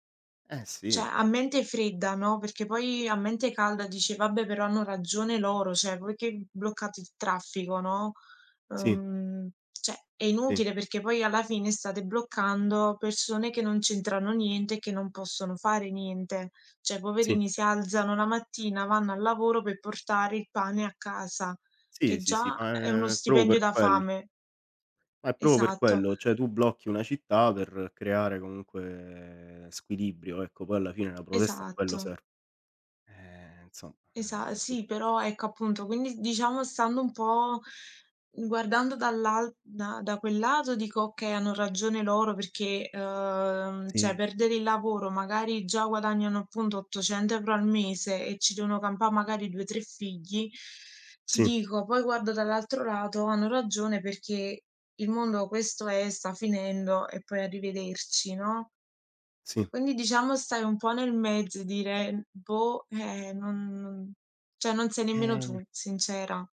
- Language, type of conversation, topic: Italian, unstructured, Che cosa pensi delle proteste e quando le ritieni giuste?
- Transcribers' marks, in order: "cioè" said as "ceh"; "Cioè" said as "ceh"; "proprio" said as "propo"; "campare" said as "campà"